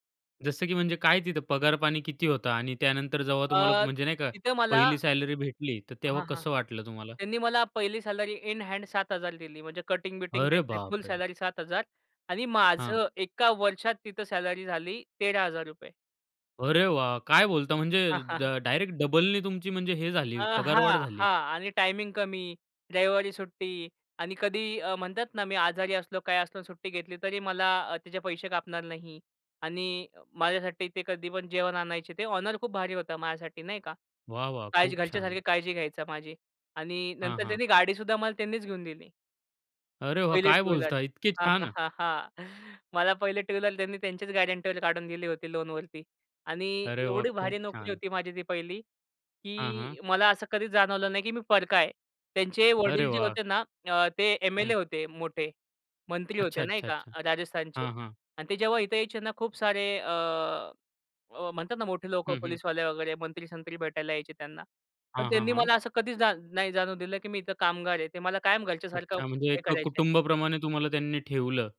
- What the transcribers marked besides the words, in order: other background noise; in English: "इन हँड"; in English: "कटिंग"; laughing while speaking: "हां, हां"; in English: "ऑनर"; in English: "टू व्हीलर"; laughing while speaking: "हा, हा, हा, हा"; in English: "टू व्हीलर"; in English: "गॅरंटीवर"; tapping
- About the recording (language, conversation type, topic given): Marathi, podcast, पहिली नोकरी लागल्यानंतर तुम्हाला काय वाटलं?